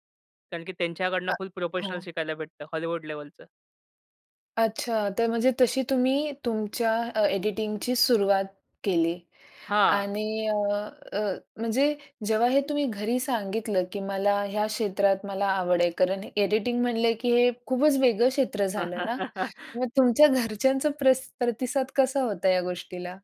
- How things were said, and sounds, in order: laugh
- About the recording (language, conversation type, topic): Marathi, podcast, सोशल माध्यमांनी तुमची कला कशी बदलली?